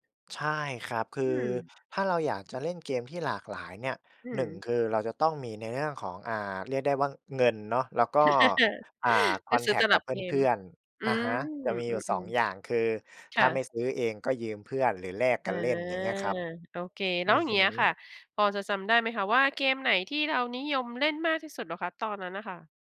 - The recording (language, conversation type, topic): Thai, podcast, ของเล่นชิ้นไหนที่คุณยังจำได้แม่นที่สุด และทำไมถึงประทับใจจนจำไม่ลืม?
- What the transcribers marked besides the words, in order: other background noise; laugh